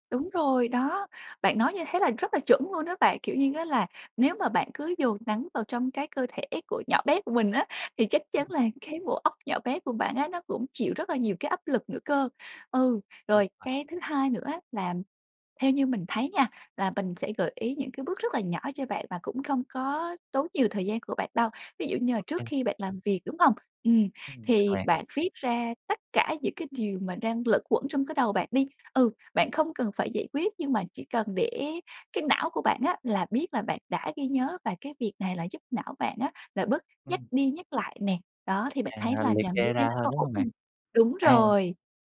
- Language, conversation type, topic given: Vietnamese, advice, Làm sao để giảm tình trạng mơ hồ tinh thần và cải thiện khả năng tập trung?
- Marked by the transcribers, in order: tapping; other background noise